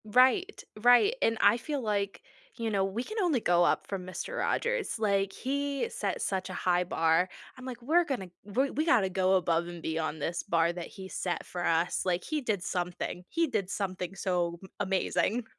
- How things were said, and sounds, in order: none
- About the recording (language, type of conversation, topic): English, unstructured, Which morning rituals set a positive tone for you, and how can we inspire each other?